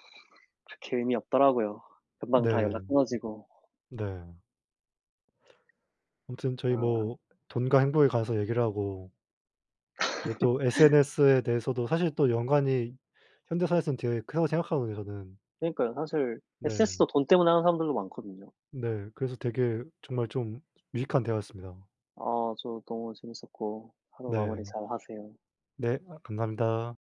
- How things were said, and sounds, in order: other background noise; laugh
- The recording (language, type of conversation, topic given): Korean, unstructured, 돈과 행복은 어떤 관계가 있다고 생각하나요?